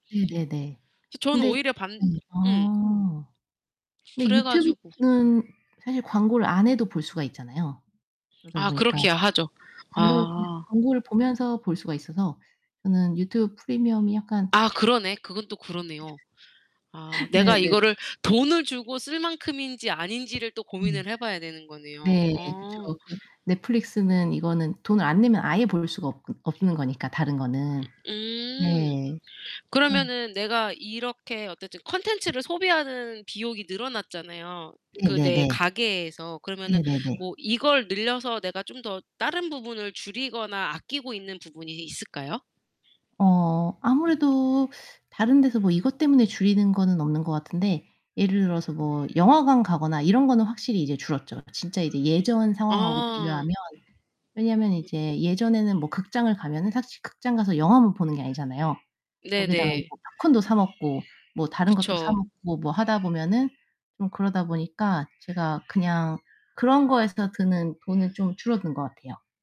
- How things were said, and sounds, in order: distorted speech; background speech; other background noise; static; laugh; tapping
- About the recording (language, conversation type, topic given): Korean, podcast, 스트리밍 서비스 이용으로 소비 습관이 어떻게 달라졌나요?